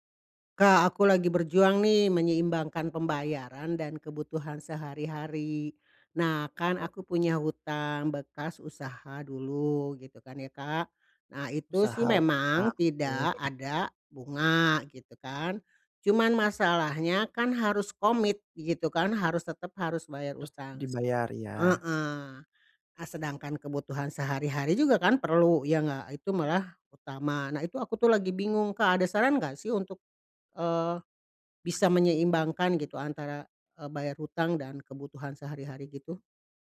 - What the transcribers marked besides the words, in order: tapping
- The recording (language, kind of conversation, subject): Indonesian, advice, Bagaimana cara menyeimbangkan pembayaran utang dengan kebutuhan sehari-hari setiap bulan?
- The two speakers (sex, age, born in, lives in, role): female, 60-64, Indonesia, Indonesia, user; male, 30-34, Indonesia, Indonesia, advisor